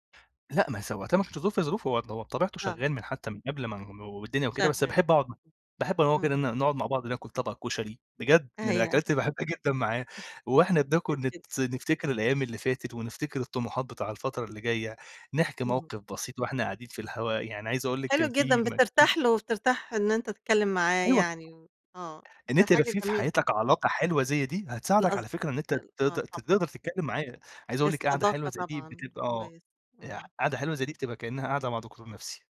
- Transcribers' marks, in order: chuckle; unintelligible speech; unintelligible speech
- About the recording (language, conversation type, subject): Arabic, podcast, إيه نصيحتك لحد جديد حاسس إنه عالق ومش عارف يطلع من اللي هو فيه؟